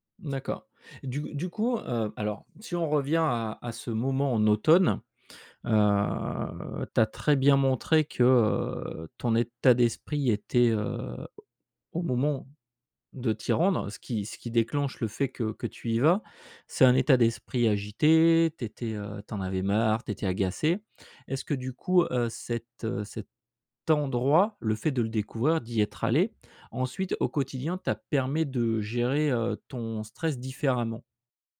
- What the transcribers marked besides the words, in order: drawn out: "Heu"; other background noise; drawn out: "agité"; stressed: "endroit"
- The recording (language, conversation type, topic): French, podcast, Quel est l’endroit qui t’a calmé et apaisé l’esprit ?